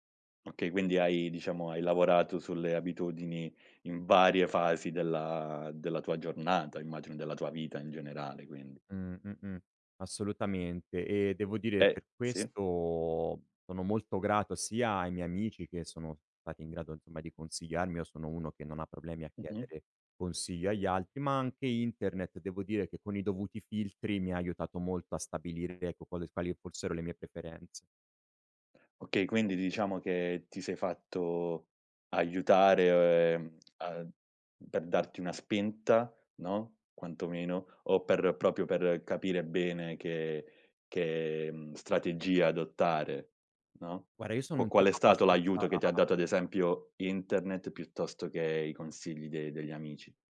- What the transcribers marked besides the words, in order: "proprio" said as "propio"; "Guarda" said as "guara"
- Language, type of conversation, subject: Italian, podcast, Quali piccole abitudini quotidiane hanno cambiato la tua vita?